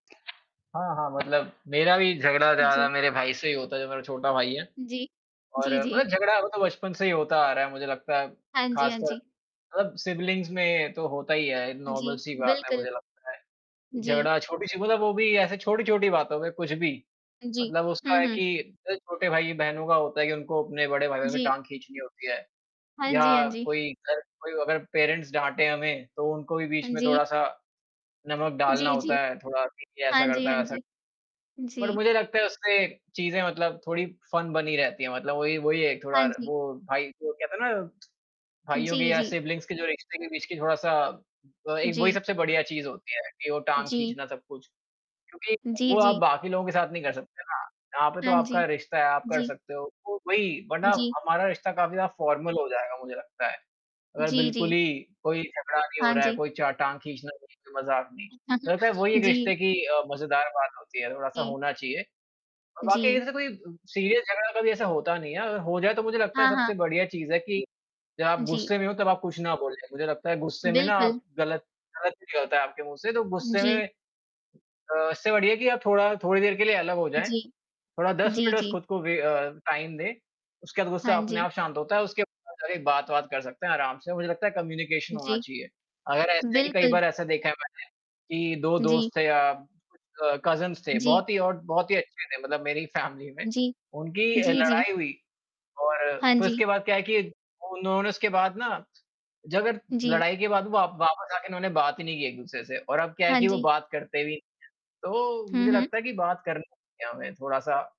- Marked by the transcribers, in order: other background noise; static; in English: "सिब्लिंग्स"; in English: "नॉर्मल"; distorted speech; in English: "पेरेंट्स"; in English: "बट"; in English: "फ़न"; tapping; in English: "सिब्लिंग्स"; in English: "फ़ॉर्मल"; chuckle; in English: "सीरियस"; in English: "टाइम"; in English: "कम्युनिकेशन"; in English: "कज़िन्स"; in English: "फ़ैमिली"
- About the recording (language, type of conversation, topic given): Hindi, unstructured, परिवार के सदस्यों के बीच प्यार कैसे बढ़ाया जा सकता है?